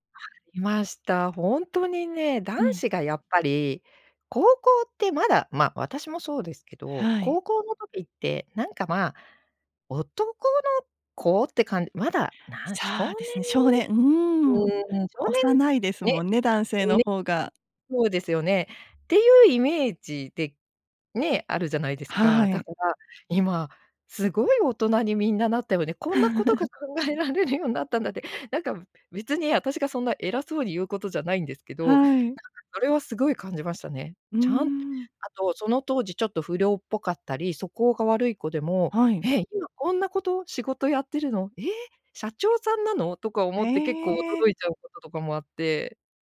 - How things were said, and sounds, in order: laughing while speaking: "考えられるようなったんだって"; chuckle
- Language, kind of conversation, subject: Japanese, podcast, 長年会わなかった人と再会したときの思い出は何ですか？